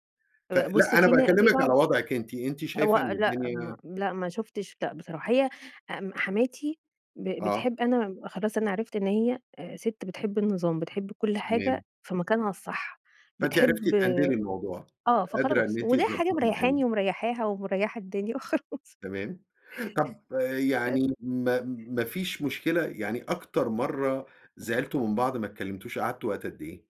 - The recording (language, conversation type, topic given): Arabic, podcast, إزاي بتحط حدود مع أهل الشريك من غير ما تجرح حد؟
- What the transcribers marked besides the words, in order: laughing while speaking: "وخلاص"; other background noise